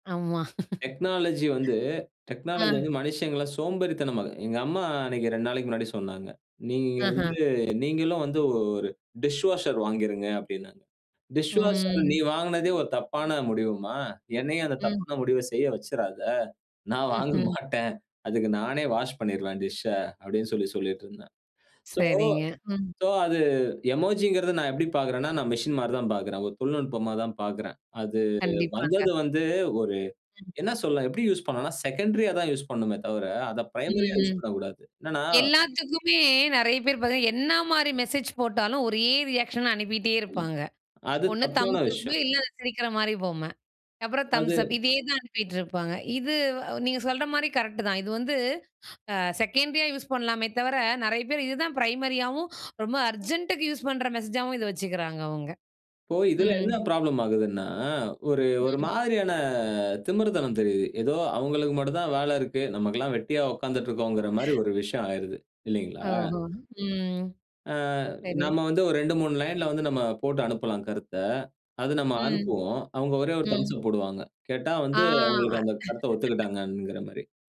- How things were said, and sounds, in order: laugh; "மனுஷங்கள" said as "மனிஷங்கள"; in English: "டிஷ்வாஷர்"; drawn out: "ம்"; laughing while speaking: "வாங்க மாட்டேன்"; in English: "எமோஜிங்"; in English: "செகண்ட்ரியா"; in English: "பிரைமரி"; in English: "மெசேஜ்"; in English: "ரியாக்ஷன்"; other noise; in English: "தம்ஸ்சப்"; in English: "செகண்டரியா"; in English: "அர்ஜென்ட்டு"; sigh; in English: "தம்ப்ஸ் அப்"; laugh
- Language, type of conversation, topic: Tamil, podcast, உரைச் செய்திகளில் உணர்ச்சிச் சின்னங்களை நீங்கள் எப்படிப் பயன்படுத்துவீர்கள்?